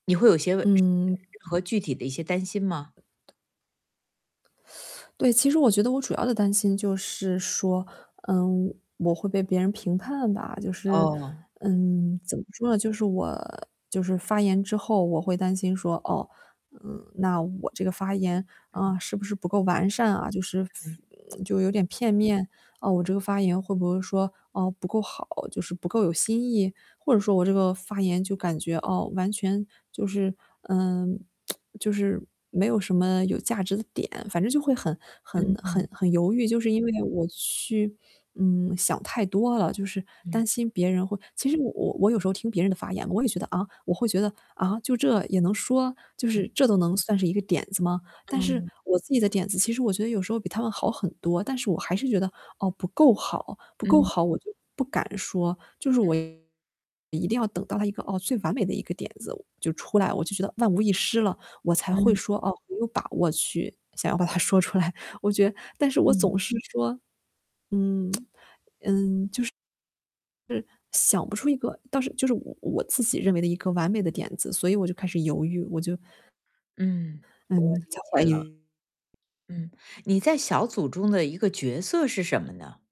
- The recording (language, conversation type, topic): Chinese, advice, 我怎样才能在小组中更清晰地表达自己？
- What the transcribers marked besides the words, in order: unintelligible speech; other background noise; static; teeth sucking; tsk; distorted speech; laughing while speaking: "把它说出来"; tsk